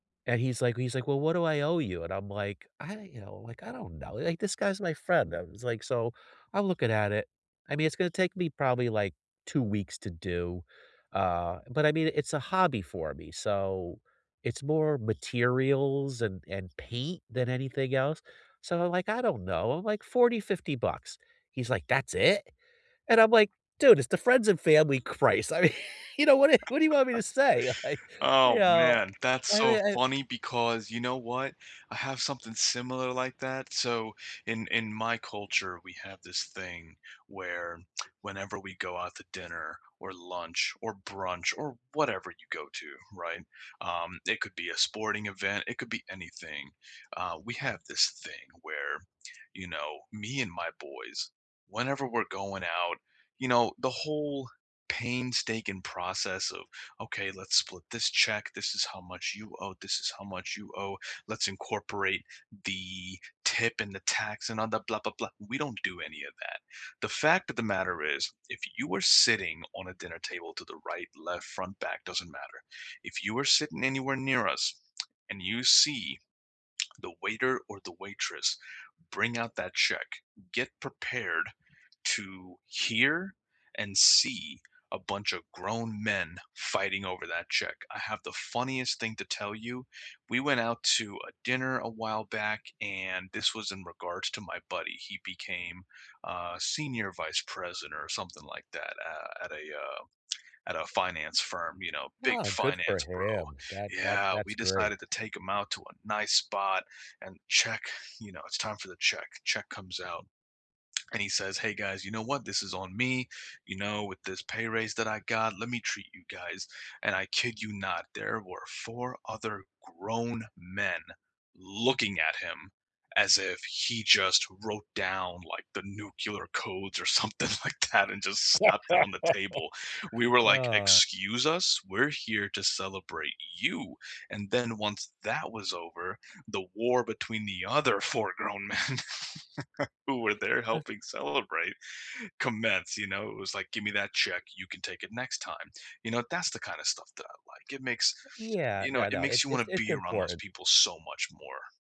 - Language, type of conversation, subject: English, unstructured, What makes someone a good friend?
- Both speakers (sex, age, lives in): male, 30-34, United States; male, 50-54, United States
- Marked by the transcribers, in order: other background noise; laughing while speaking: "mean"; laugh; laughing while speaking: "like"; drawn out: "the"; lip smack; stressed: "looking"; laughing while speaking: "something like that"; laugh; sigh; laughing while speaking: "men"; chuckle; tapping